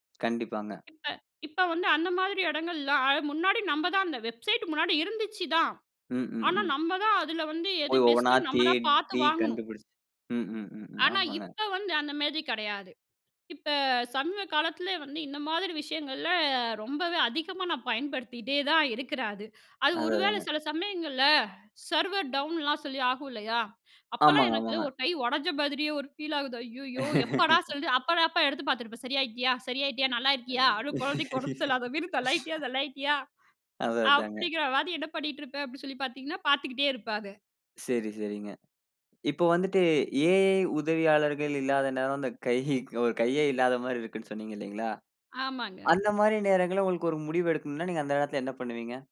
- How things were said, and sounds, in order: in English: "வெப்சைட்"; other background noise; in English: "பெஸ்ட்"; in English: "சர்வர் டவுன்லாம்"; in English: "பீல்"; laugh; laugh
- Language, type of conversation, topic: Tamil, podcast, AI உதவியாளர்களை நீங்கள் அடிக்கடி பயன்படுத்துகிறீர்களா, ஏன்?